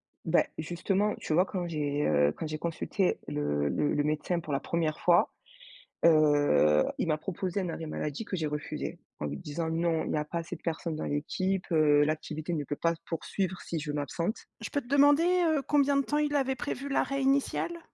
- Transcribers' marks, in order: other background noise
- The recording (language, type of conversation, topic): French, podcast, Comment trouves-tu le bon équilibre entre le travail et ta santé ?